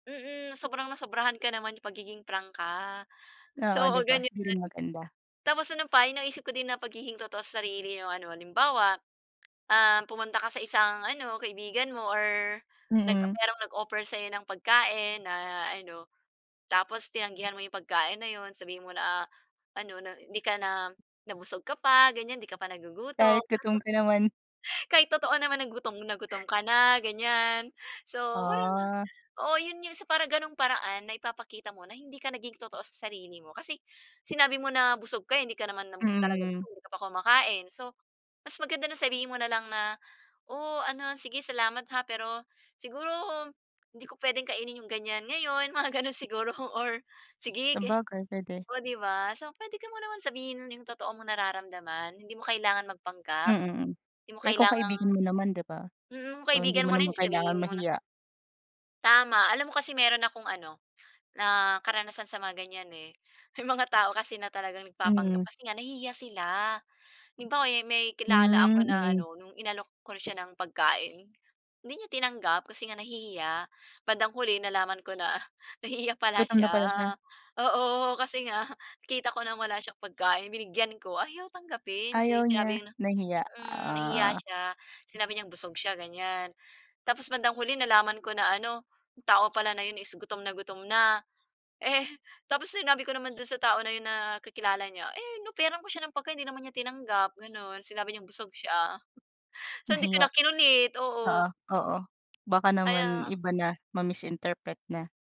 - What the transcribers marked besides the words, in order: tapping; laugh; gasp; wind; laughing while speaking: "mga gano'n siguro"; other background noise; laughing while speaking: "May mga"; laughing while speaking: "nahihiya pala siya, oo. Kasi nga kita ko nang wala siyang pagkain"; laughing while speaking: "Eh"; chuckle; in English: "ma-misinterpret"
- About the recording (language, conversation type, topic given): Filipino, unstructured, Ano ang ibig sabihin sa iyo ng pagiging totoo sa sarili mo?